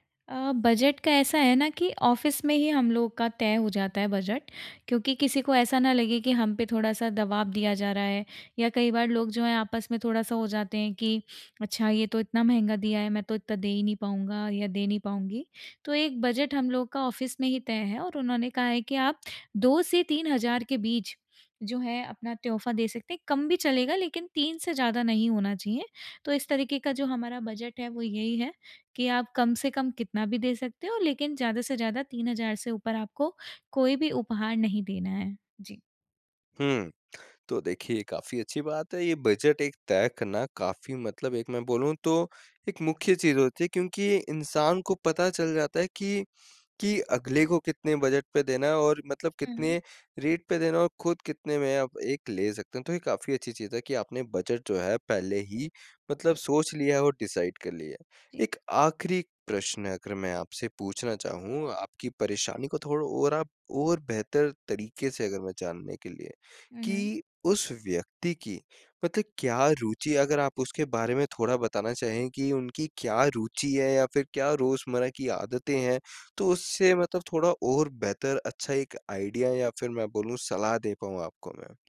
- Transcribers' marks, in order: in English: "ऑफिस"; in English: "ऑफिस"; in English: "रेट"; in English: "डिसाइड"; in English: "आइडिया"
- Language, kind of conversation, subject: Hindi, advice, मैं किसी के लिए उपयुक्त और खास उपहार कैसे चुनूँ?